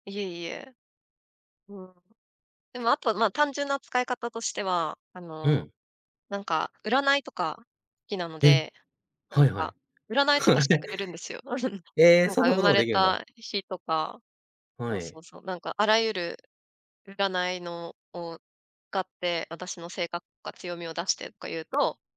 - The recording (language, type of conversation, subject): Japanese, podcast, 普段、どのような場面でAIツールを使っていますか？
- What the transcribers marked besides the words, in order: giggle; chuckle